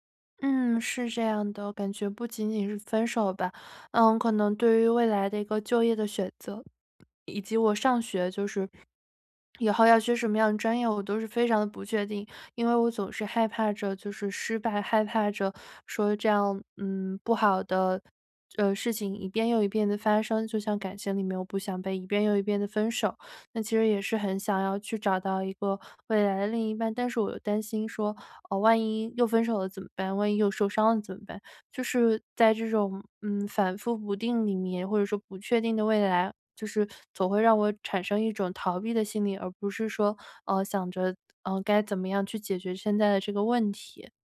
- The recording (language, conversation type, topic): Chinese, advice, 我怎样在变化和不确定中建立心理弹性并更好地适应？
- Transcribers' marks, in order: other background noise